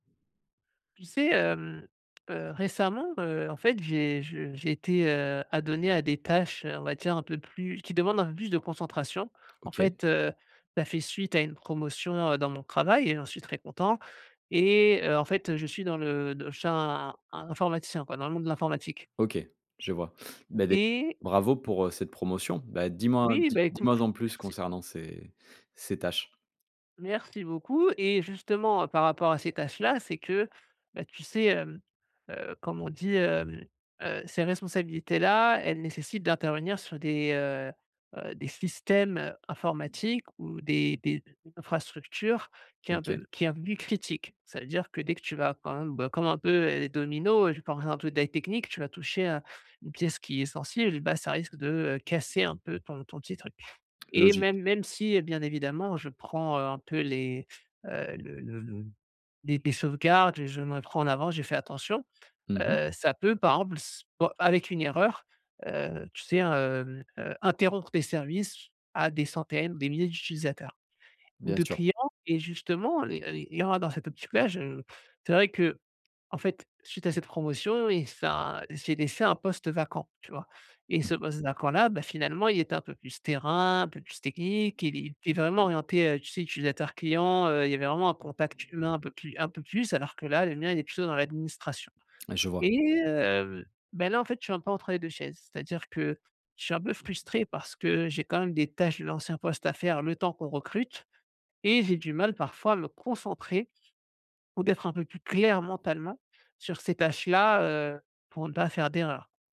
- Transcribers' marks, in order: tapping; "très" said as "tail"; unintelligible speech; other background noise
- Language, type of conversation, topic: French, advice, Comment puis-je améliorer ma clarté mentale avant une tâche mentale exigeante ?